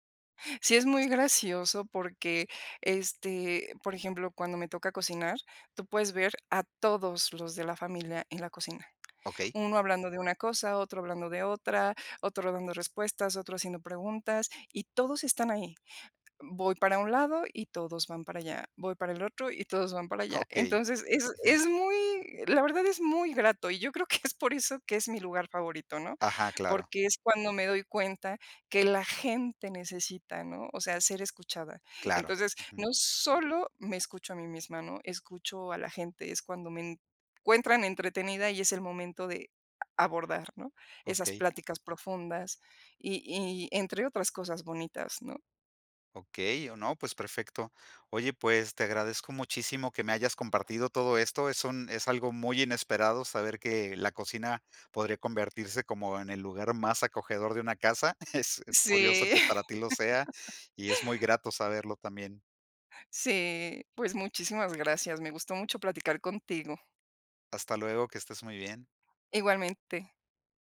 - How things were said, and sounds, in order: other background noise; laughing while speaking: "creo que es"; laughing while speaking: "Es"; laughing while speaking: "Sí"; laugh; tapping
- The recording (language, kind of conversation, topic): Spanish, podcast, ¿Qué haces para que tu hogar se sienta acogedor?